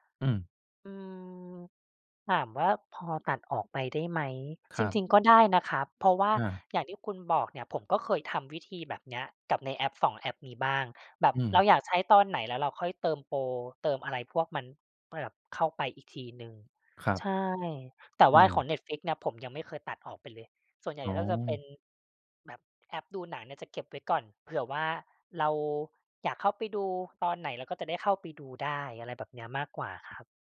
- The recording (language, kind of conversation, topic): Thai, advice, ฉันสมัครบริการรายเดือนหลายอย่างแต่แทบไม่ได้ใช้ และควรทำอย่างไรกับความรู้สึกผิดเวลาเสียเงิน?
- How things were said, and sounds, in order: "นั้น" said as "มั้น"